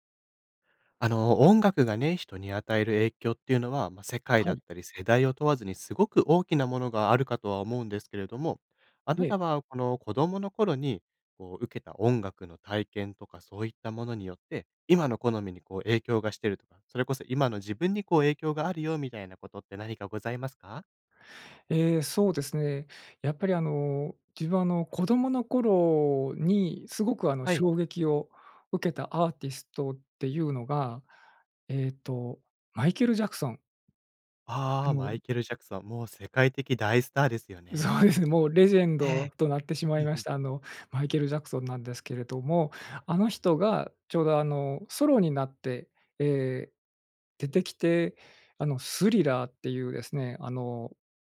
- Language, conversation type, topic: Japanese, podcast, 子どもの頃の音楽体験は今の音楽の好みに影響しますか？
- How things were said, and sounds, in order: laughing while speaking: "そうですね"